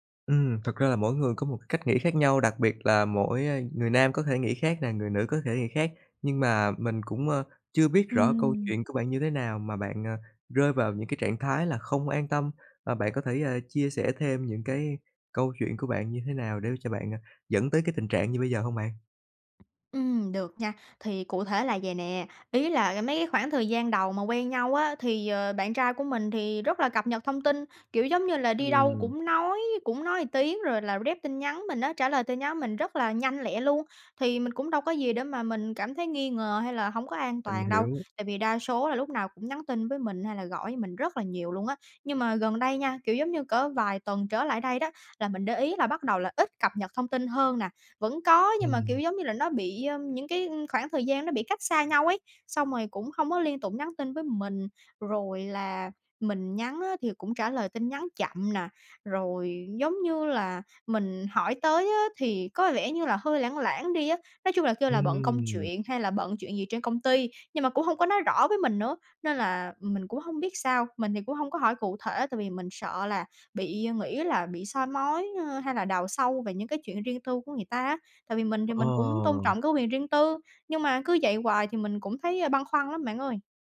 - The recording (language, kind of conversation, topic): Vietnamese, advice, Làm sao đối diện với cảm giác nghi ngờ hoặc ghen tuông khi chưa có bằng chứng rõ ràng?
- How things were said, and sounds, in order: tapping; in English: "rep"